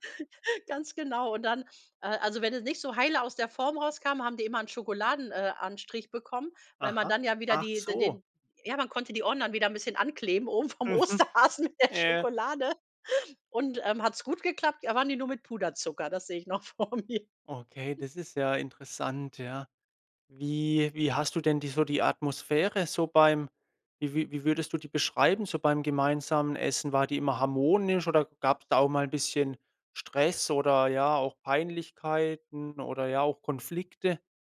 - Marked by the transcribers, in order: chuckle; laughing while speaking: "vom Osterhasen mit der Schokolade"; chuckle; laughing while speaking: "vor mir"; snort
- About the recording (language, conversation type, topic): German, podcast, Welche Erinnerungen verbindest du mit gemeinsamen Mahlzeiten?